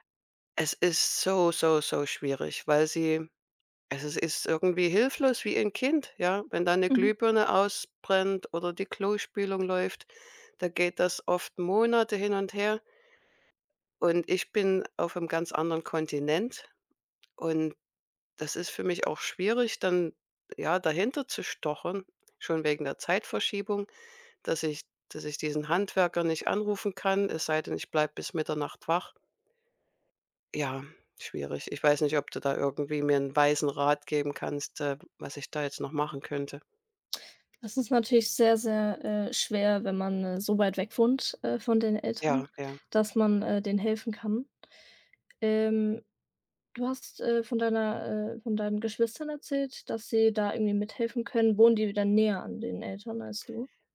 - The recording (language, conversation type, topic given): German, advice, Wie kann ich die Pflege meiner alternden Eltern übernehmen?
- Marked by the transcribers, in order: other background noise